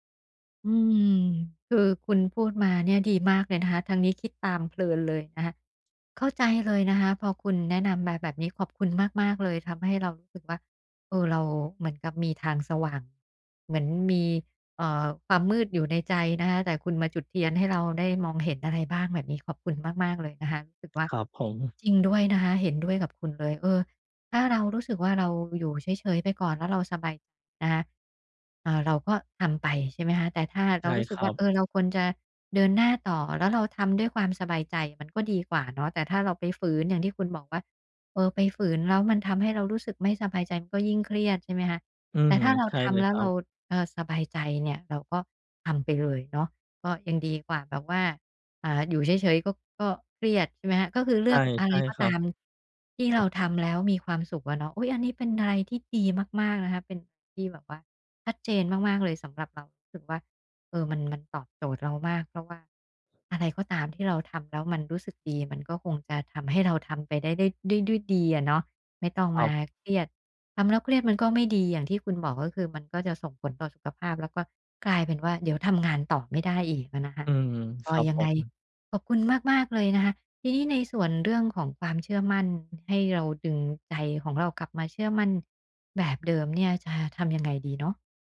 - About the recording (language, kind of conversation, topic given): Thai, advice, ฉันจะยอมรับการเปลี่ยนแปลงในชีวิตอย่างมั่นใจได้อย่างไร?
- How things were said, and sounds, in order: other noise; surprised: "อุ๊ย ! อันนี้เป็นอะไรที่ดีมาก ๆ นะคะ"